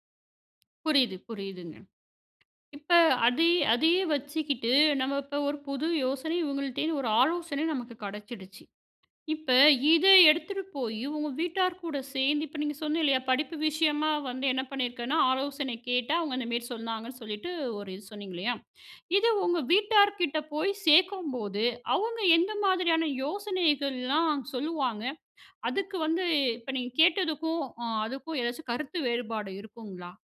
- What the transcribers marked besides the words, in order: tapping
- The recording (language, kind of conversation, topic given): Tamil, podcast, சேர்ந்து யோசிக்கும்போது புதிய யோசனைகள் எப்படிப் பிறக்கின்றன?